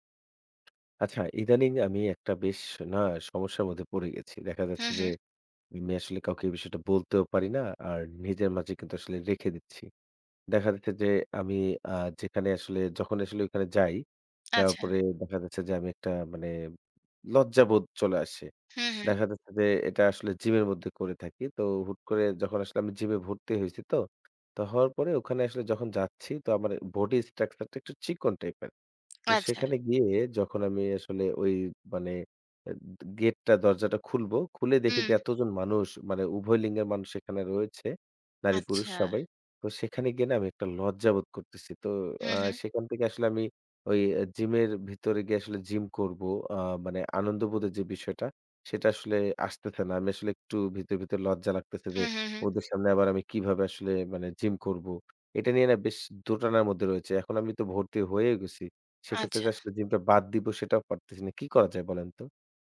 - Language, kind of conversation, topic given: Bengali, advice, জিমে গেলে কেন আমি লজ্জা পাই এবং অন্যদের সামনে অস্বস্তি বোধ করি?
- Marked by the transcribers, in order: other background noise; tapping; in English: "body structure"; in English: "type"; in English: "gate"; in English: "gym"; in English: "gym"; in English: "gym"